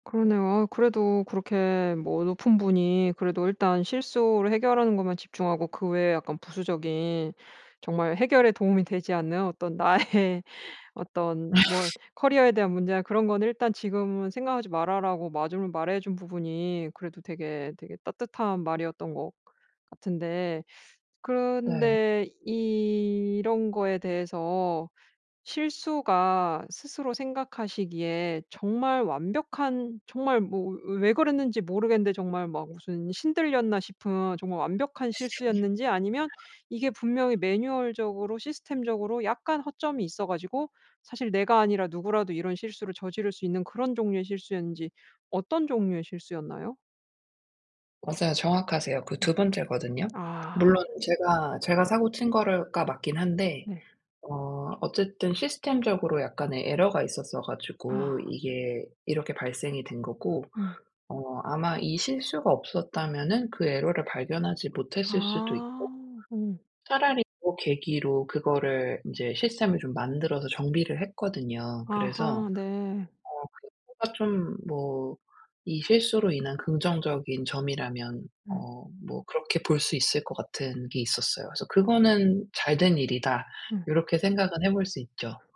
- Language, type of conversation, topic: Korean, advice, 실수한 후 자신감을 어떻게 다시 회복할 수 있을까요?
- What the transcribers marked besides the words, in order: laughing while speaking: "나의"; laugh; other background noise; tapping